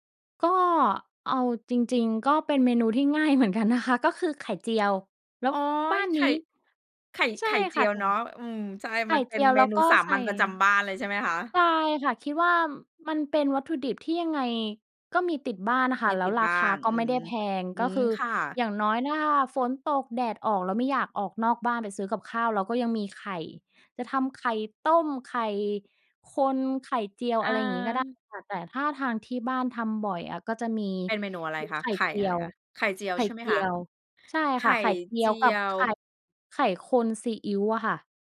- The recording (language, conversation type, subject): Thai, podcast, คุณชอบทำอาหารมื้อเย็นเมนูไหนมากที่สุด แล้วมีเรื่องราวอะไรเกี่ยวกับเมนูนั้นบ้าง?
- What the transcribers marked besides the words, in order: laughing while speaking: "เหมือนกันนะคะ"